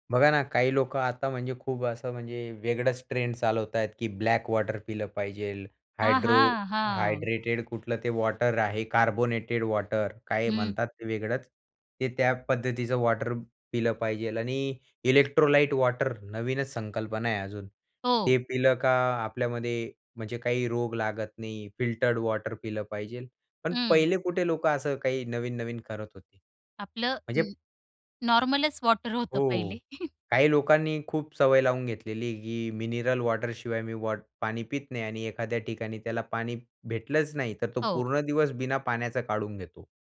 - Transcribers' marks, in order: surprised: "हां, हां"; chuckle
- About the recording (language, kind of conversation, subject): Marathi, podcast, पाणी पिण्याची सवय चांगली कशी ठेवायची?